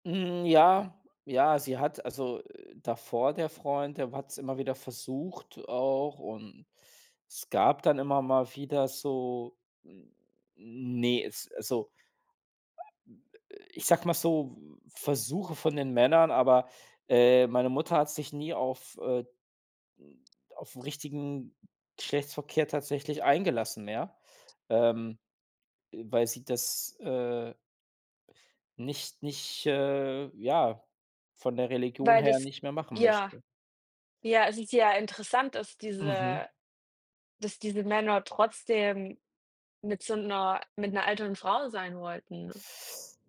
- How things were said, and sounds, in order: tapping; other background noise
- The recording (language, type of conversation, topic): German, unstructured, Wie hat sich euer Verständnis von Vertrauen im Laufe eurer Beziehung entwickelt?